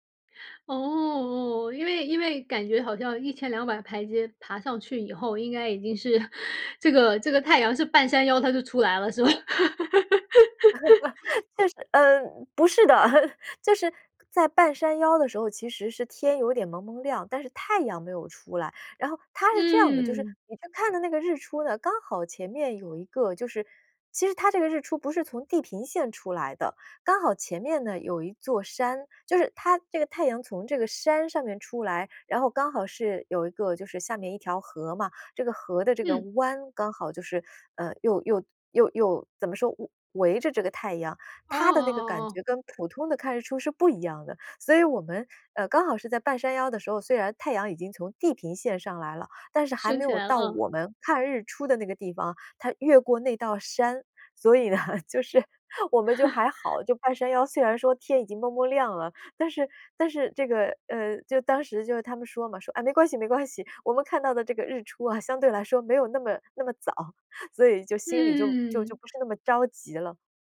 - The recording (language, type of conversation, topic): Chinese, podcast, 你会如何形容站在山顶看日出时的感受？
- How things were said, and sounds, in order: chuckle; laugh; other noise; laugh; laughing while speaking: "所以呢，就是"; laugh; laughing while speaking: "没关系"; laughing while speaking: "日出啊，相对来说没有那么 那么早"